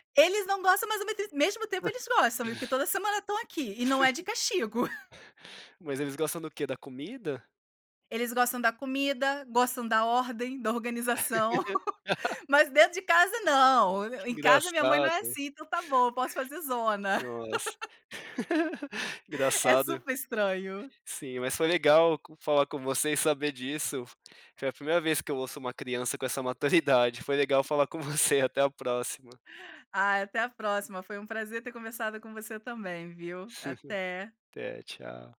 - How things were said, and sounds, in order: chuckle; chuckle; laugh; tapping; laugh; laugh; chuckle
- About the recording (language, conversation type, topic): Portuguese, podcast, Como incentivar a autonomia sem deixar de proteger?